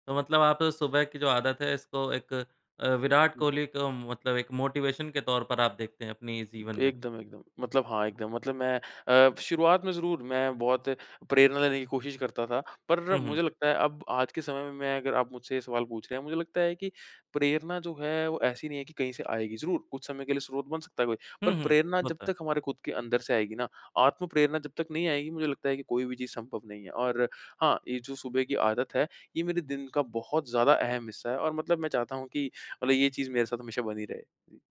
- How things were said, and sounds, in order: in English: "मोटीवेशन"
- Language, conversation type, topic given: Hindi, podcast, सुबह उठते ही आपकी पहली आदत क्या होती है?